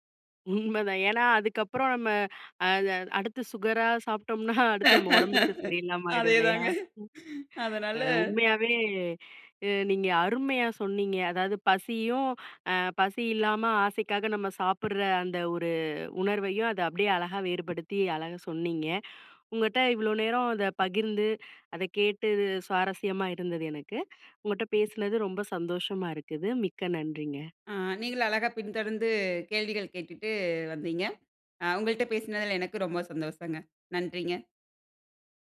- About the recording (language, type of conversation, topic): Tamil, podcast, பசியா அல்லது உணவுக்கான ஆசையா என்பதை எப்படி உணர்வது?
- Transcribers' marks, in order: laughing while speaking: "உண்மதான்"; laughing while speaking: "சாப்ட்டோம்னா"; laughing while speaking: "அதே தாங்க. அதனால"